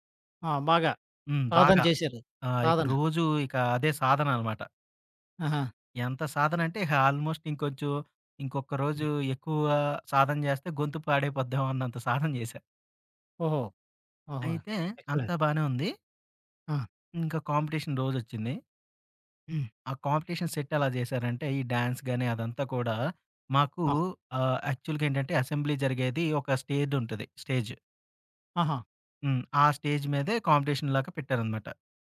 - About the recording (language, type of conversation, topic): Telugu, podcast, ఆత్మవిశ్వాసం తగ్గినప్పుడు దానిని మళ్లీ ఎలా పెంచుకుంటారు?
- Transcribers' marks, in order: other background noise; in English: "ఆల్మోస్ట్"; tapping; in English: "ఎక్సలెంట్"; in English: "కాంపిటీషన్"; in English: "కాంపిటీషన్ సెట్"; in English: "డ్యాన్స్"; in English: "యాక్చువల్‌గా"; in English: "అసెంబ్లీ"; in English: "స్టేజ్"; in English: "కాంపిటీషన్"